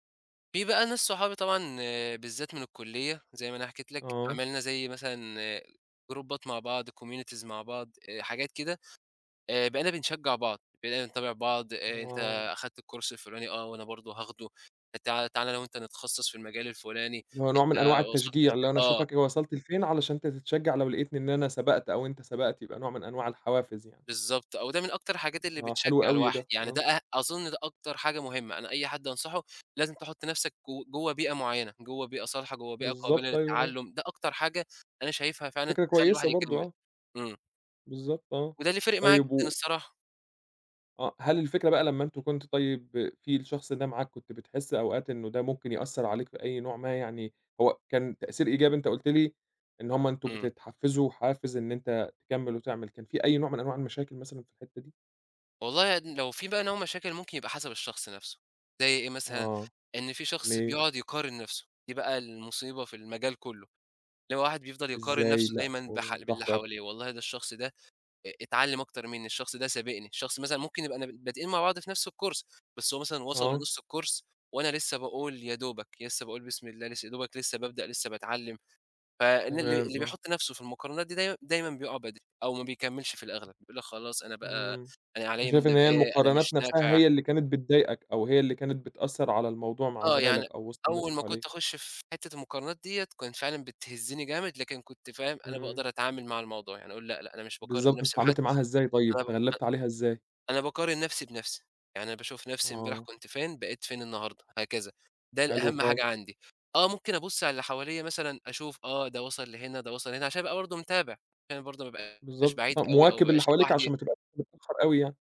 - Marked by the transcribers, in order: in English: "جروبات"; in English: "communities"; in English: "الcourse"; unintelligible speech; in English: "الcourse"; in English: "الcourse"
- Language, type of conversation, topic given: Arabic, podcast, إيه أكتر حاجة بتفرّحك لما تتعلّم حاجة جديدة؟